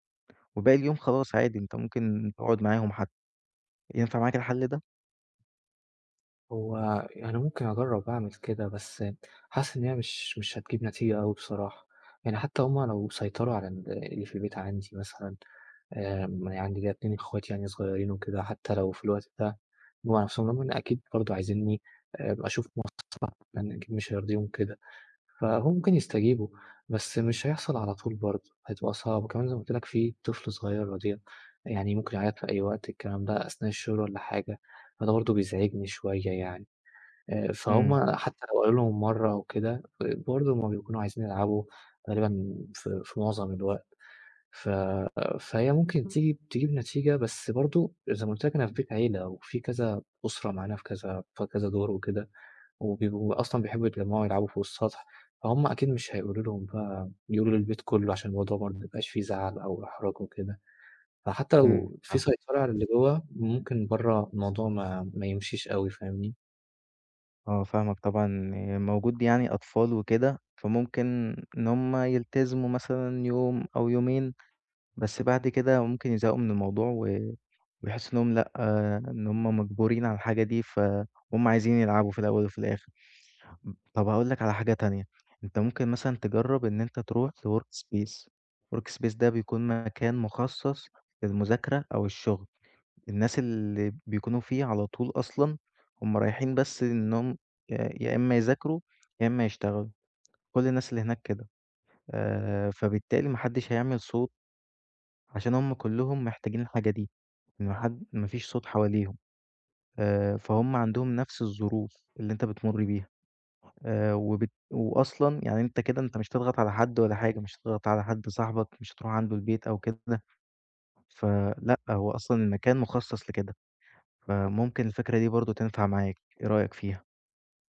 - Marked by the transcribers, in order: unintelligible speech; other background noise; in English: "work space، work space"; tapping
- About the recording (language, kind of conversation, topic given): Arabic, advice, إزاي دوشة البيت والمقاطعات بتعطّلك عن التركيز وتخليك مش قادر تدخل في حالة تركيز تام؟